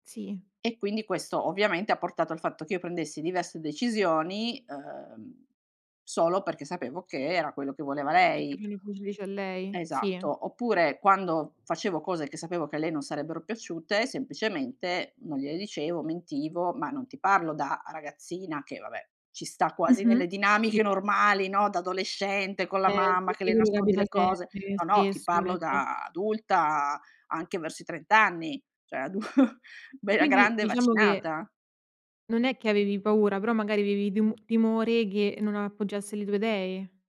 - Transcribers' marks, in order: unintelligible speech; other background noise; unintelligible speech; "cioè" said as "ceh"; laughing while speaking: "adu"; "avevi" said as "vevi"
- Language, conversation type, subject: Italian, podcast, Come si può seguire la propria strada senza ferire la propria famiglia?